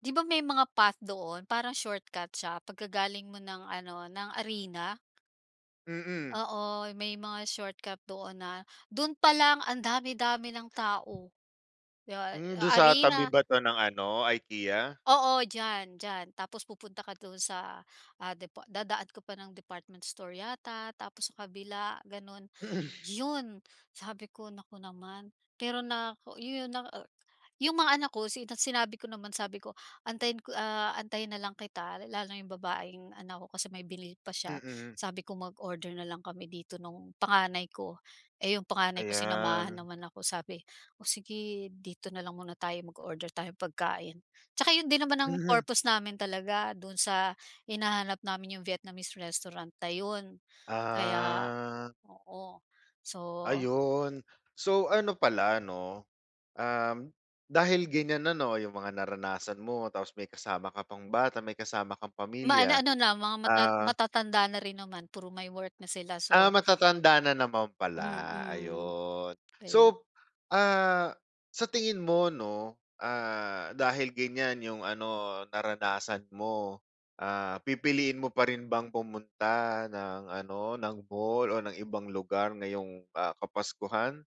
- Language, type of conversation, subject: Filipino, advice, Paano ko mababalanse ang pisikal at emosyonal na tensyon ko?
- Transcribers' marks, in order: drawn out: "Ah"; tapping; other background noise